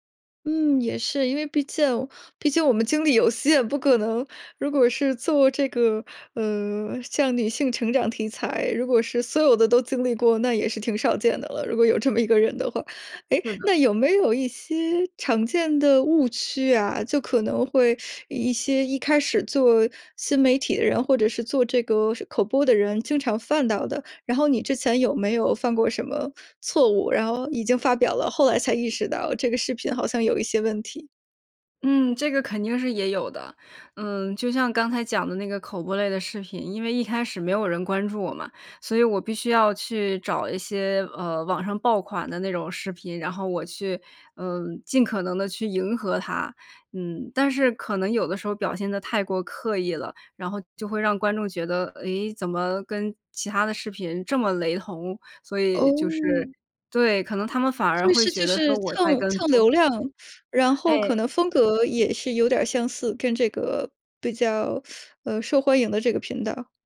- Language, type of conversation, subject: Chinese, podcast, 你怎么让观众对作品产生共鸣?
- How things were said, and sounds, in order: laughing while speaking: "有限"; laughing while speaking: "这么"; teeth sucking; shush